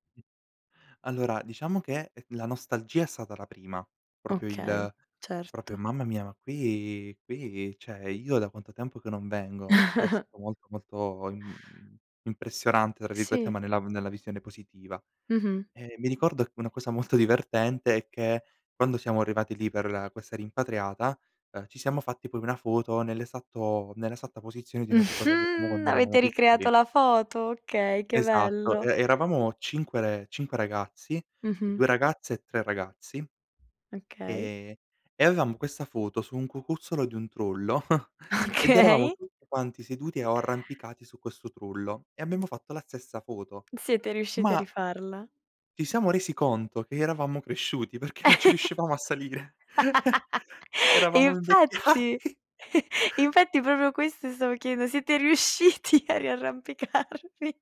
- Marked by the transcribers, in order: "proprio" said as "propio"; "proprio" said as "propio"; "cioè" said as "ceh"; "Cioè" said as "ceh"; chuckle; chuckle; joyful: "Avete ricreato la foto? Okay, che bello"; chuckle; laughing while speaking: "Okay"; laugh; chuckle; "proprio" said as "propio"; chuckle; laughing while speaking: "Eravamo invecchiati"; laughing while speaking: "riusciti a riarrampicarvi?"
- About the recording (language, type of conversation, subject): Italian, podcast, Che ricordo d’infanzia legato alla natura ti è rimasto più dentro?
- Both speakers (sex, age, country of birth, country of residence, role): female, 25-29, Italy, Italy, host; male, 18-19, Italy, Italy, guest